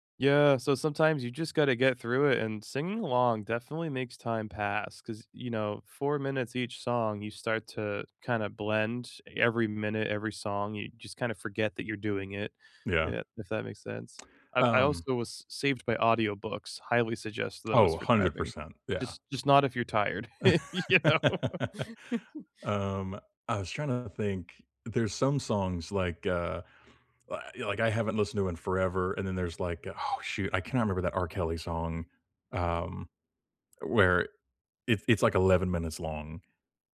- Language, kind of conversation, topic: English, unstructured, Which soundtracks or scores make your everyday moments feel cinematic, and what memories do they carry?
- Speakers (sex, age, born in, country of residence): male, 30-34, United States, United States; male, 35-39, United States, United States
- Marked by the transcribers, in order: tsk; laugh; laughing while speaking: "you know?"; chuckle